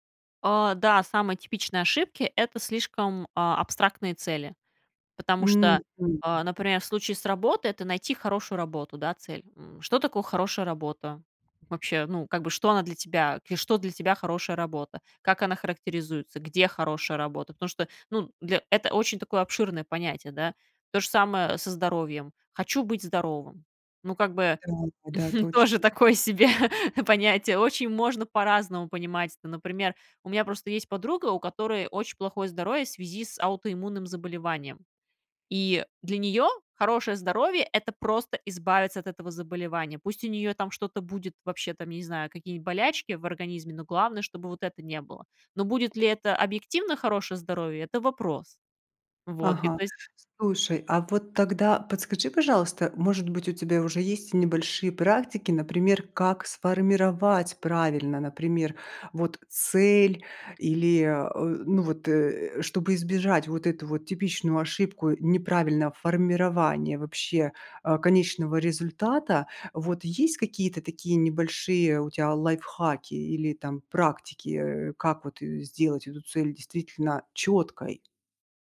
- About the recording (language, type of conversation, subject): Russian, podcast, Какие простые практики вы бы посоветовали новичкам?
- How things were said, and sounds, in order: chuckle; laughing while speaking: "себе"; tapping